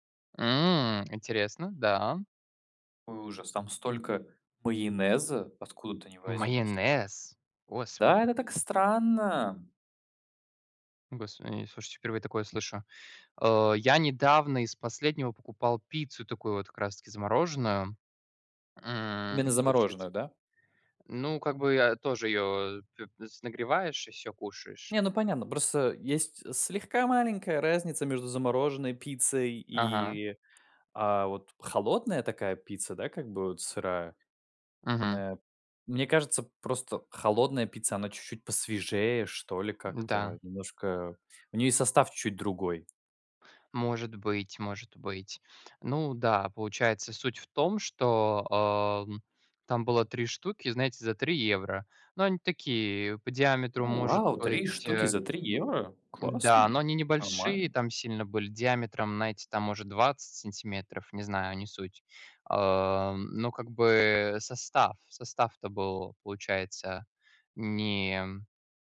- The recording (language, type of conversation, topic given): Russian, unstructured, Что вас больше всего раздражает в готовых блюдах из магазина?
- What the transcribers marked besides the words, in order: tapping; surprised: "У, вау, три штуки за три евро?"; other background noise